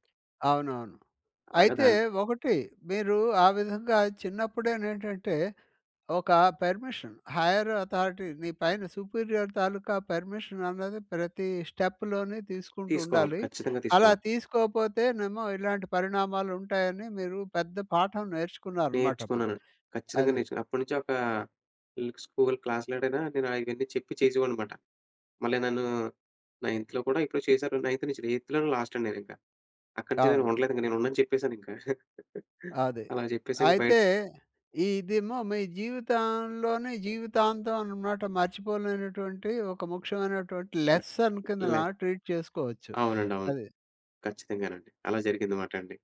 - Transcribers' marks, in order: tapping; in English: "పర్మిషన్. హైర్ అథారిటీ"; in English: "సుపీరియర్"; in English: "పర్మిషన్"; in English: "స్టెప్‌లోని"; in English: "స్కూల్ క్లాస్‌లోడనైనా"; in English: "నైన్త్‌లో"; in English: "నైన్థ్"; in English: "ఎయిత్‌లోనే లాస్ట్"; laugh; in English: "లెసన్"; in English: "ట్రీట్"
- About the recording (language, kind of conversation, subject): Telugu, podcast, మీ నాయకత్వంలో జరిగిన పెద్ద తప్పిదం నుండి మీరు ఏం నేర్చుకున్నారు?